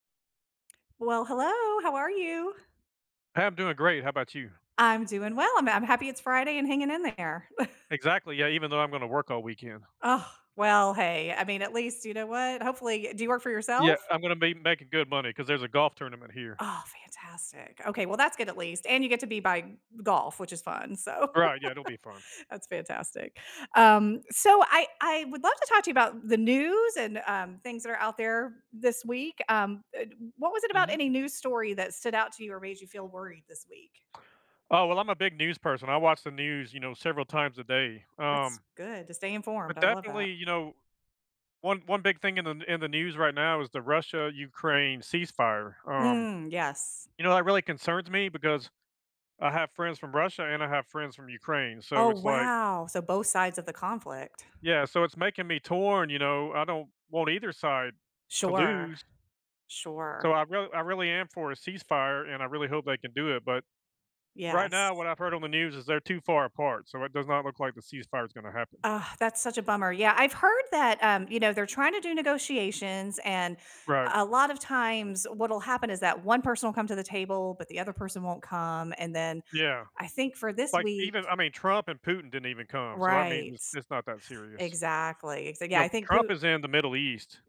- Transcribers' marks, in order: chuckle; laugh; tapping; other background noise
- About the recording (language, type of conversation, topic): English, unstructured, What recent news story worried you?